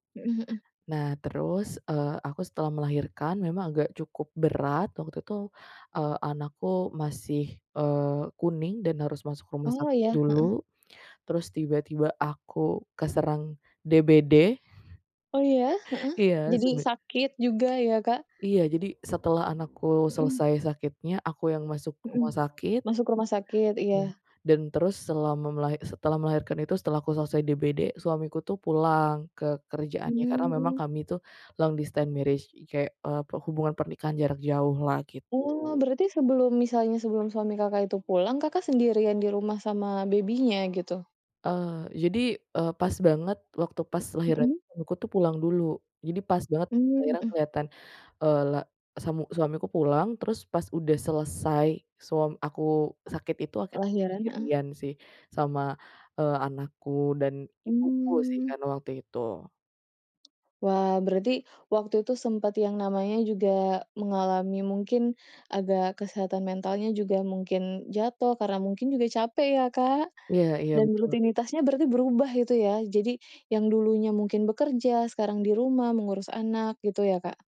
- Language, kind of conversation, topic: Indonesian, podcast, Bagaimana cara kamu menjaga kesehatan mental saat sedang dalam masa pemulihan?
- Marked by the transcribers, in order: tapping; other background noise; in English: "long distance marriage"; in English: "baby-nya"